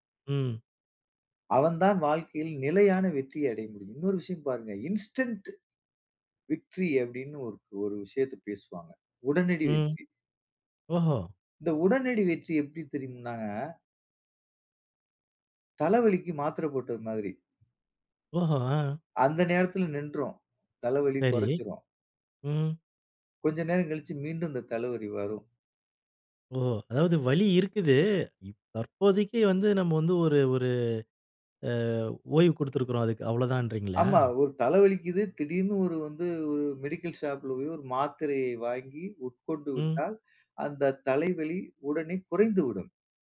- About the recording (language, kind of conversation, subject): Tamil, podcast, தோல்வியால் மனநிலையை எப்படி பராமரிக்கலாம்?
- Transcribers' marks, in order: in English: "இன்ஸ்டண்ட் விக்ட்ரி"; "தலவலி" said as "தலவரி"; in English: "மெடிக்கல் ஷாப்ல"; inhale; other background noise